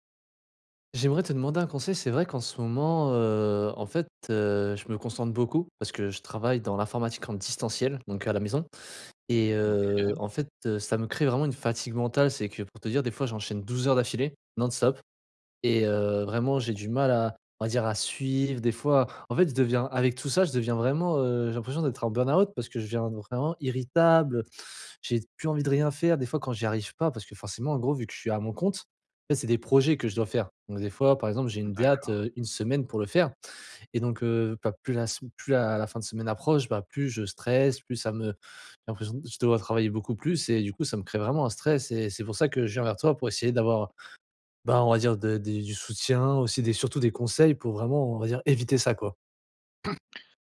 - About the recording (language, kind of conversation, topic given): French, advice, Comment prévenir la fatigue mentale et le burn-out après de longues sessions de concentration ?
- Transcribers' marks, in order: other background noise; drawn out: "heu"; drawn out: "heu"; drawn out: "heu"; stressed: "suivre"; in English: "burn-out"; stressed: "conseils"; stressed: "éviter"; throat clearing